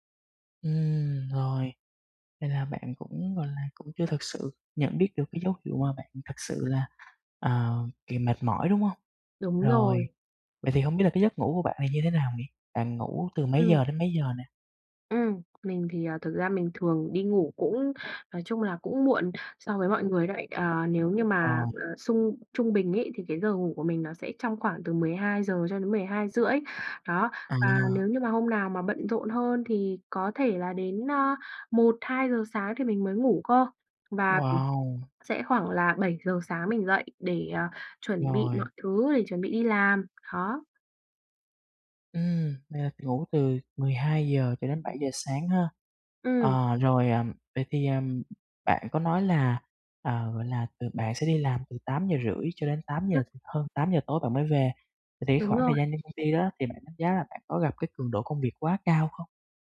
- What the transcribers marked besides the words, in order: tapping; other noise
- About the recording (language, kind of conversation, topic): Vietnamese, advice, Khi nào tôi cần nghỉ tập nếu cơ thể có dấu hiệu mệt mỏi?